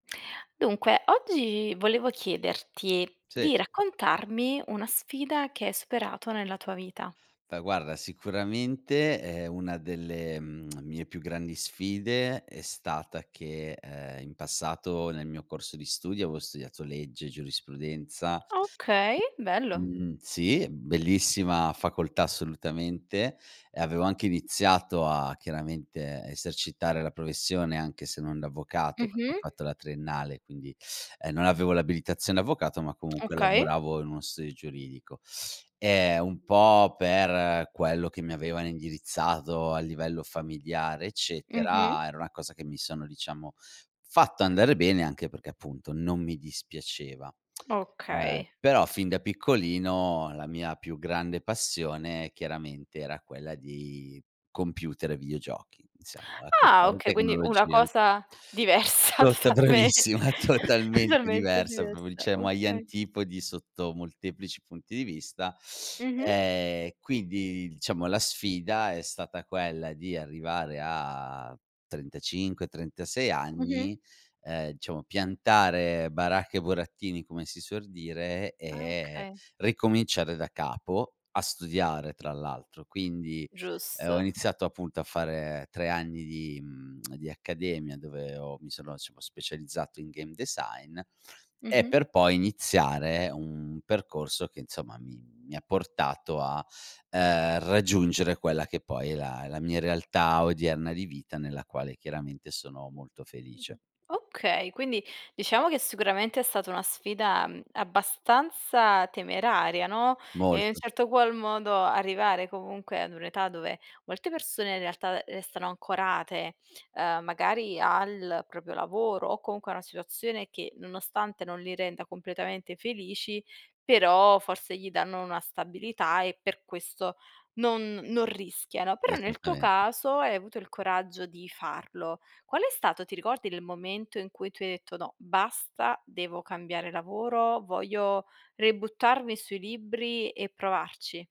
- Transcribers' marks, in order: other background noise; tapping; "professione" said as "provessione"; teeth sucking; teeth sucking; stressed: "fatto"; tsk; laughing while speaking: "diversa totalmente"; laughing while speaking: "bravissima"; chuckle; "proprio" said as "propi"; "cioè" said as "ceh"; teeth sucking; "diciamo" said as "ciamo"; tsk; unintelligible speech; in English: "game design"
- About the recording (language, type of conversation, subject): Italian, podcast, Raccontami di una sfida che hai superato nella vita